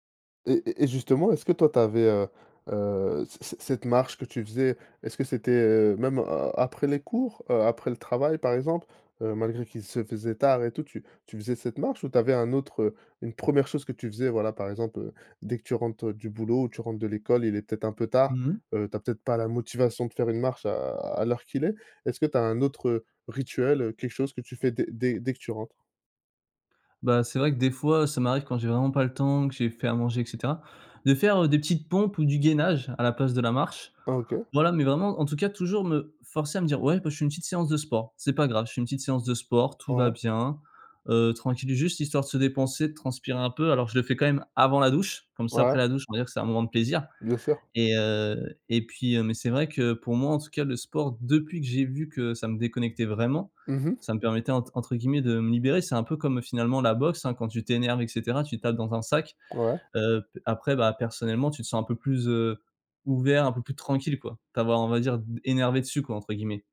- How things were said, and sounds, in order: stressed: "avant"; other background noise
- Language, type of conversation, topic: French, podcast, Quelle est ta routine pour déconnecter le soir ?